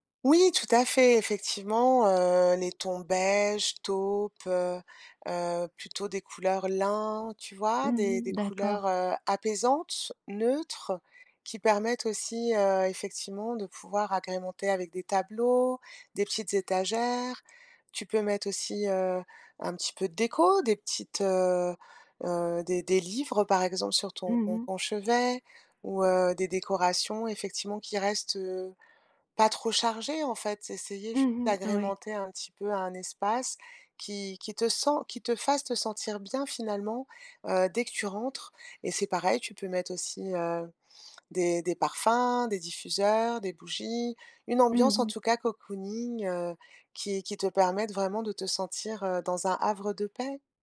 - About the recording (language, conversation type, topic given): French, advice, Comment puis-je créer une ambiance relaxante chez moi ?
- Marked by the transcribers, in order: tapping; stressed: "pas trop"